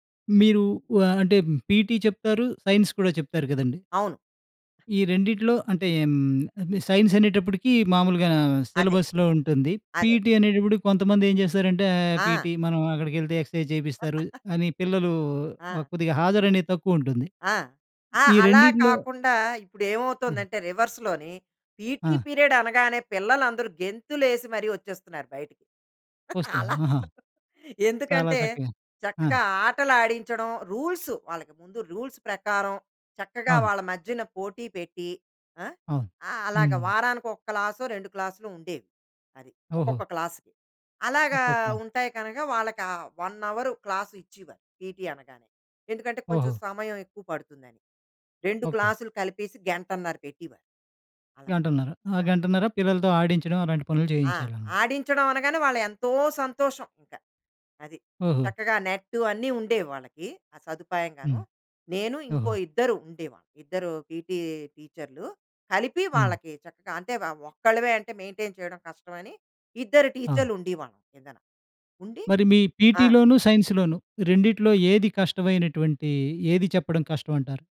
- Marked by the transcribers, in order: in English: "పీటీ"; other background noise; in English: "సిలబస్‌లో"; in English: "పీటీ"; in English: "పీటీ"; in English: "ఎక్సైజ్"; chuckle; in English: "రివర్స్‌లోని, పీటీ"; laughing while speaking: "అలా"; in English: "రూల్స్"; in English: "రూల్స్"; in English: "క్లాస్‌లో"; in English: "క్లాస్‌కి"; in English: "పీటీ"; in English: "పీటీ"; in English: "మెయింటేన్"; in English: "పీటీలోనూ"
- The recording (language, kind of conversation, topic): Telugu, podcast, మీరు గర్వపడే ఒక ఘట్టం గురించి వివరించగలరా?